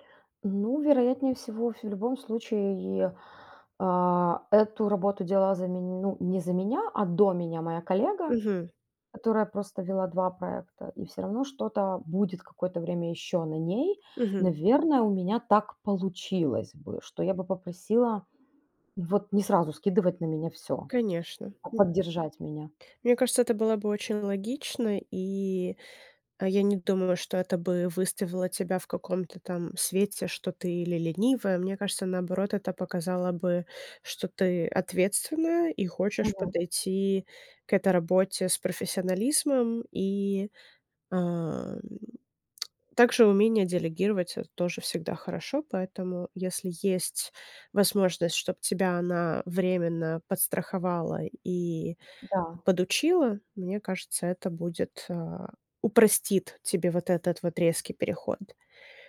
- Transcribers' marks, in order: tapping
- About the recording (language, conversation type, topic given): Russian, advice, Как справиться с неуверенностью при возвращении к привычному рабочему ритму после отпуска?